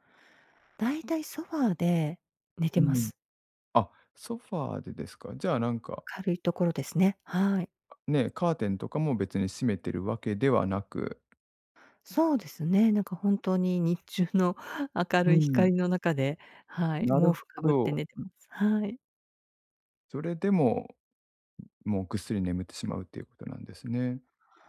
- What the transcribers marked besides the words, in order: chuckle
- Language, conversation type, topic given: Japanese, advice, 短時間の昼寝で疲れを早く取るにはどうすればよいですか？